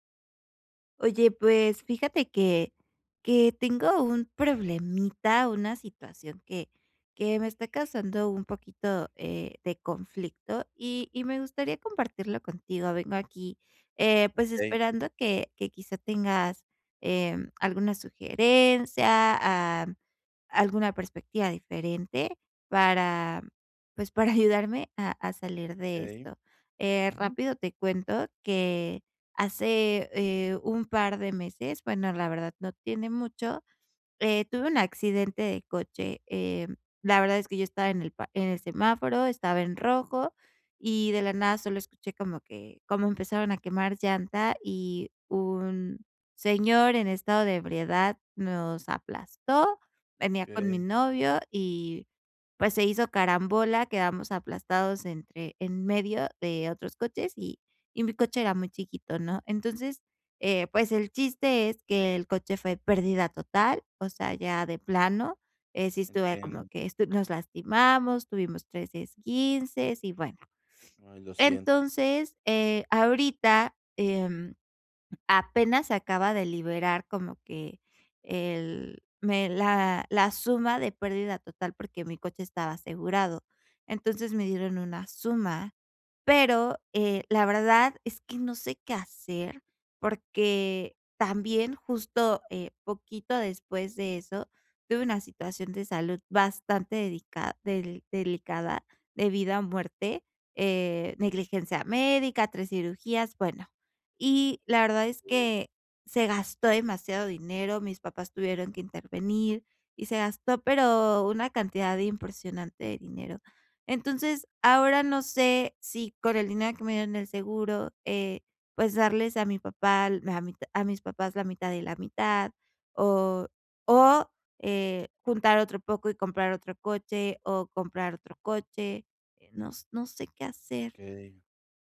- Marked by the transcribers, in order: laughing while speaking: "para ayudarme"
- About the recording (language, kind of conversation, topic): Spanish, advice, ¿Cómo puedo cambiar o corregir una decisión financiera importante que ya tomé?